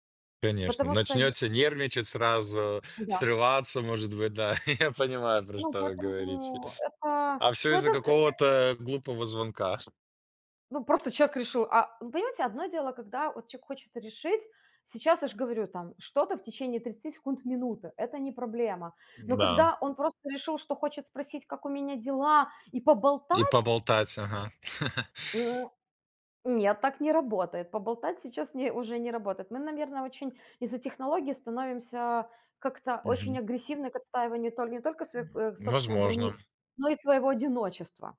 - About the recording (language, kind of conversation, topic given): Russian, unstructured, Как технологии помогают вам оставаться на связи с близкими?
- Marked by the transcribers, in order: chuckle; other background noise; chuckle